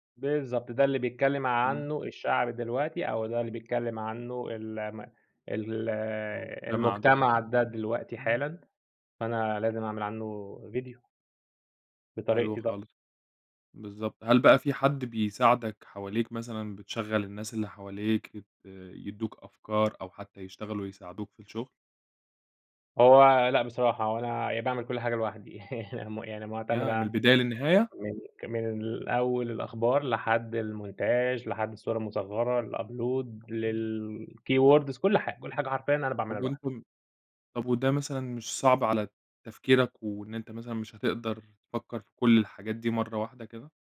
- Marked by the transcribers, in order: tapping; laugh; in French: "المونتاچ"; in English: "الupload، للkeywords"
- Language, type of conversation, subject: Arabic, podcast, إيه اللي بيحرّك خيالك أول ما تبتدي مشروع جديد؟